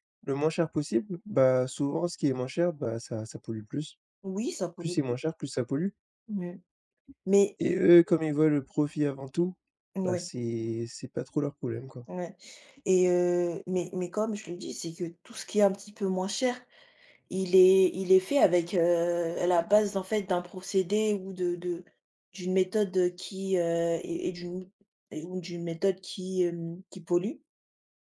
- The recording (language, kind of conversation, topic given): French, unstructured, Pourquoi certaines entreprises refusent-elles de changer leurs pratiques polluantes ?
- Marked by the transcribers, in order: tapping; other background noise